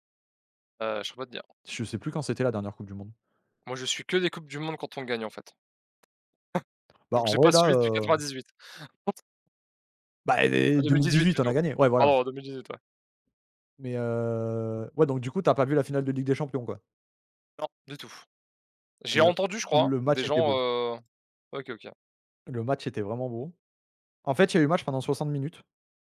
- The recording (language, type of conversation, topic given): French, unstructured, Quel événement historique te rappelle un grand moment de bonheur ?
- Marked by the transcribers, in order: other background noise; chuckle; unintelligible speech; tapping